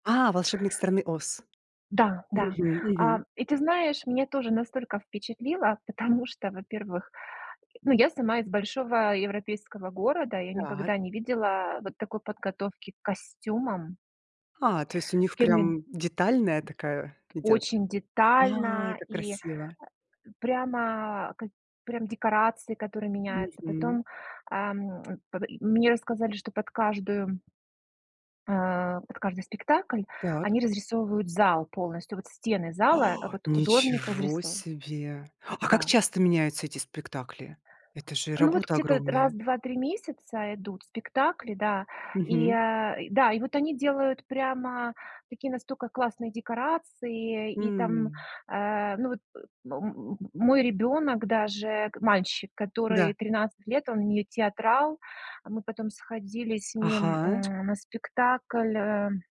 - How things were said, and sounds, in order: laughing while speaking: "потому что"; "Кевин" said as "Кенвин"; gasp; "настолько" said as "настока"
- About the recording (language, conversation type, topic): Russian, podcast, Какой концерт запомнился сильнее всего и почему?